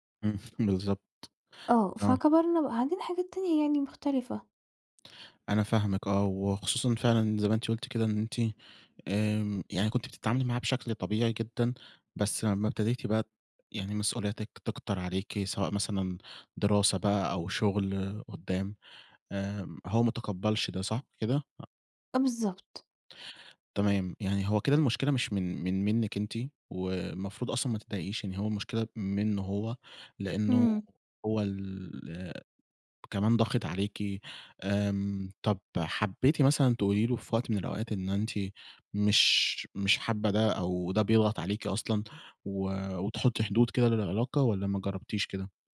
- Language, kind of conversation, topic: Arabic, advice, إزاي بتحس لما صحابك والشغل بيتوقعوا إنك تكون متاح دايمًا؟
- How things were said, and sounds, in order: tapping